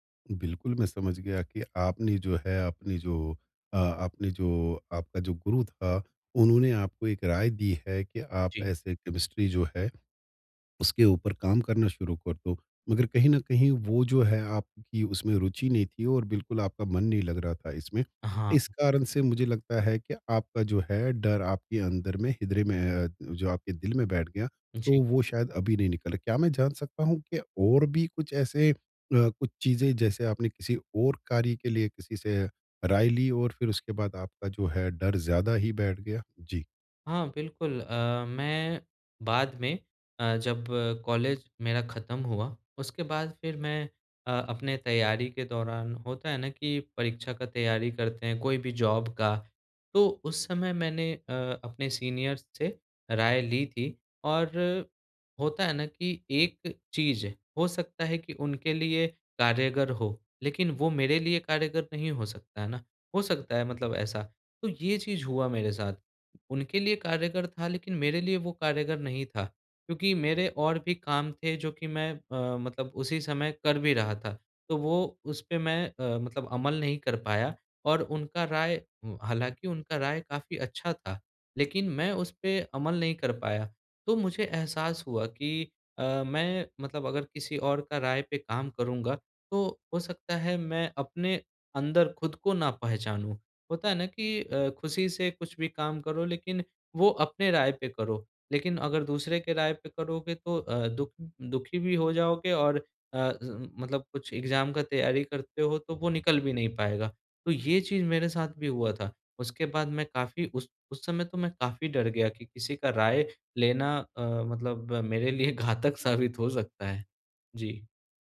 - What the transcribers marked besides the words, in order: "हृदय" said as "हद्रय"; in English: "जॉब"; in English: "सीनियर्स"; in English: "एग्जाम"; laughing while speaking: "मेरे लिए घातक साबित हो सकता है"
- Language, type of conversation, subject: Hindi, advice, दूसरों की राय से घबराहट के कारण मैं अपने विचार साझा करने से क्यों डरता/डरती हूँ?